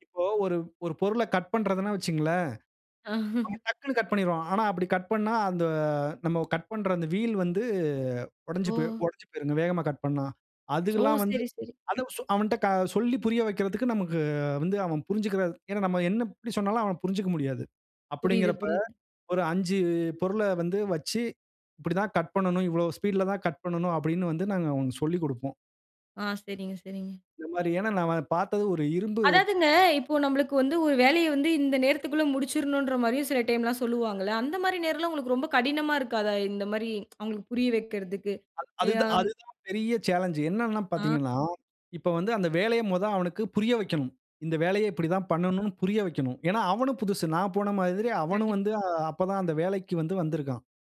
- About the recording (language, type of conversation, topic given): Tamil, podcast, நீங்கள் பேசும் மொழியைப் புரிந்துகொள்ள முடியாத சூழலை எப்படிச் சமாளித்தீர்கள்?
- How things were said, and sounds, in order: chuckle; other background noise